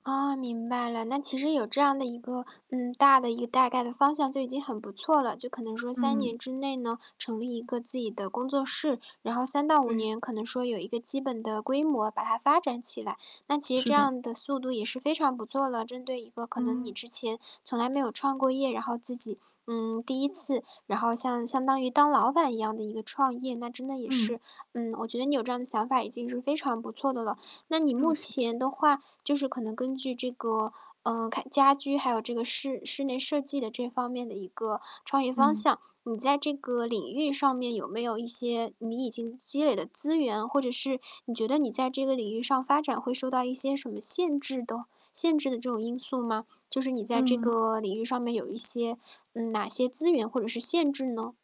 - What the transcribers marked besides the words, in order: distorted speech
- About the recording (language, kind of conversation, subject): Chinese, advice, 我该如何为目标设定可实现的短期里程碑并跟踪进展？